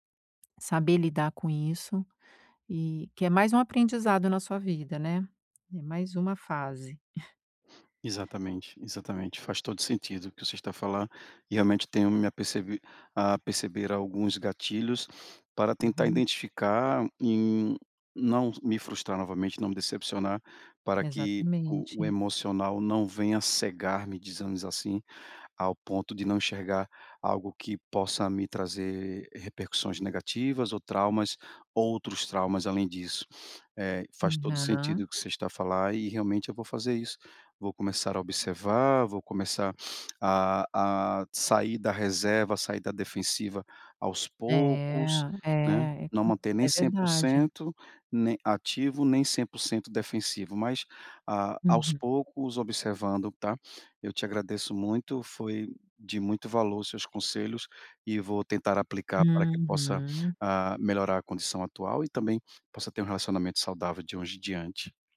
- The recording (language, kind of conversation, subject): Portuguese, advice, Como posso estabelecer limites saudáveis ao iniciar um novo relacionamento após um término?
- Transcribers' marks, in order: tapping